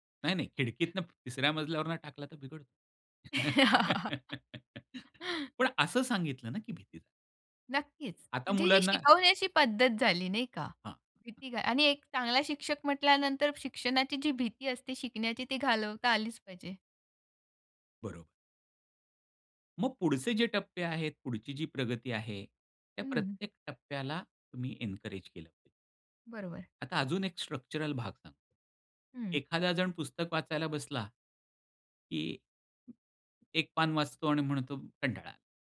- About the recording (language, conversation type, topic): Marathi, podcast, स्वतःच्या जोरावर एखादी नवीन गोष्ट शिकायला तुम्ही सुरुवात कशी करता?
- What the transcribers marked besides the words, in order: chuckle; tapping; in English: "एन्करेज"; in English: "स्ट्रक्चरल"; other noise